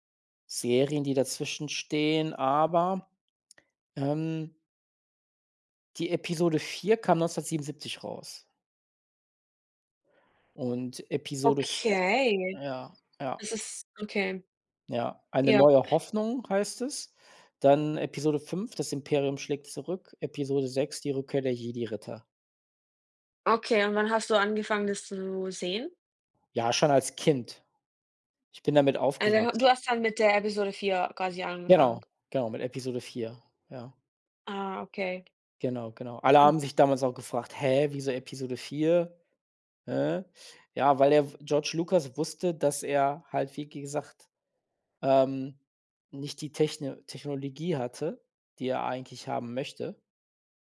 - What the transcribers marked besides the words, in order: drawn out: "Okay"; other background noise; unintelligible speech
- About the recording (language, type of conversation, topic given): German, unstructured, Wie hat sich die Darstellung von Technologie in Filmen im Laufe der Jahre entwickelt?